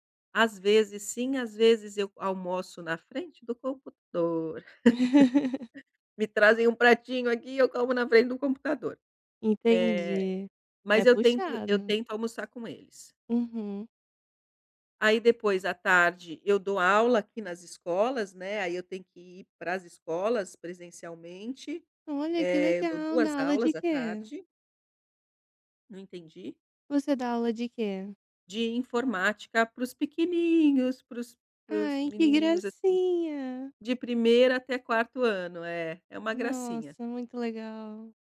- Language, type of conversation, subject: Portuguese, advice, Por que não consigo relaxar depois de um dia estressante?
- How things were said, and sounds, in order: laugh; "pequenininhos" said as "pequeninhos"